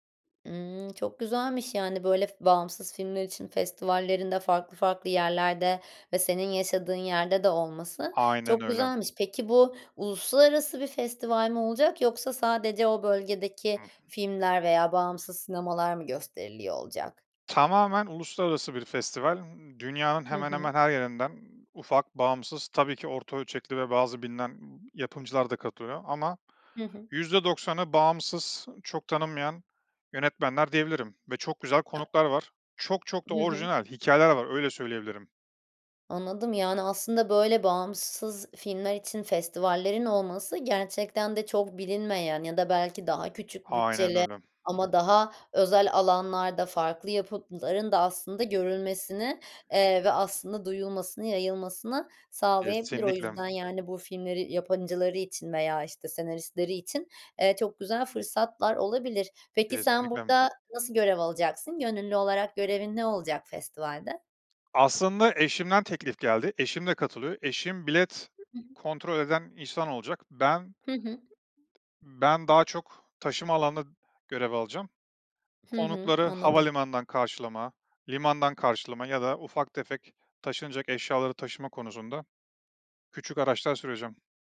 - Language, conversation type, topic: Turkish, podcast, Hobini günlük rutinine nasıl sığdırıyorsun?
- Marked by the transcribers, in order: tapping; other background noise